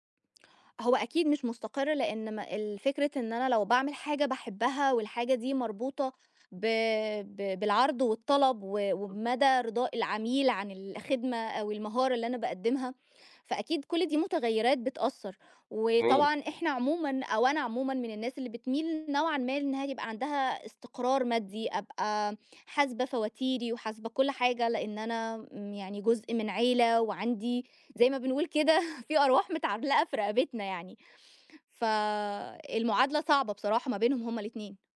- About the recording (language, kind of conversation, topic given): Arabic, podcast, إزاي بتختار بين شغل بتحبه وبيكسبك، وبين شغل مضمون وآمن؟
- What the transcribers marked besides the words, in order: unintelligible speech; tapping; unintelligible speech; laughing while speaking: "بنقول كده فيه أرواح متعلقة في رقبتنا"